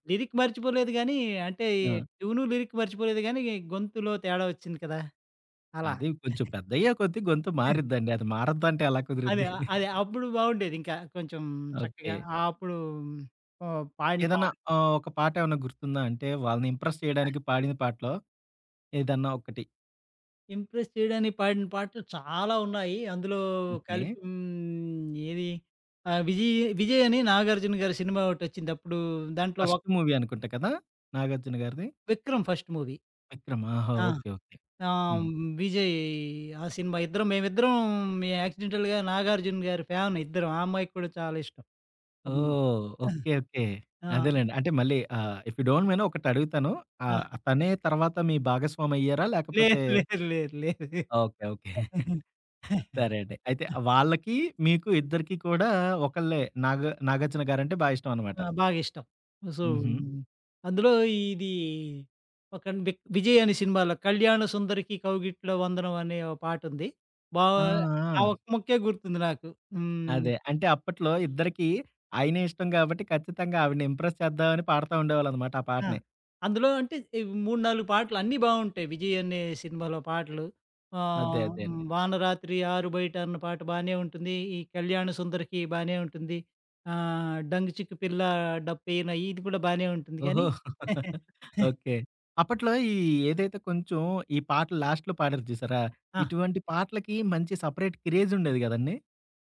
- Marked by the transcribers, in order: in English: "లిరిక్"; in English: "లిరిక్"; giggle; giggle; other background noise; in English: "ఇంప్రెస్"; in English: "ఇంప్రెస్"; in English: "ఫస్ట్ మూవీ"; in English: "ఫస్ట్ మూవీ"; in English: "యాక్సిడెంటల్‌గా"; in English: "ఫ్యాన్"; in English: "ఇఫ్ యూ డోంట్ మైండ్"; laughing while speaking: "లేదు, లేదు, లేదు, లేదు. ఆ!"; chuckle; in English: "సో"; in English: "ఇంప్రెస్"; laugh; in English: "లాస్ట్‌లో"; in English: "సెపరేట్ క్రేజ్"
- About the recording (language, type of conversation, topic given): Telugu, podcast, పాత పాటలు మిమ్మల్ని ఎప్పుడు గత జ్ఞాపకాలలోకి తీసుకెళ్తాయి?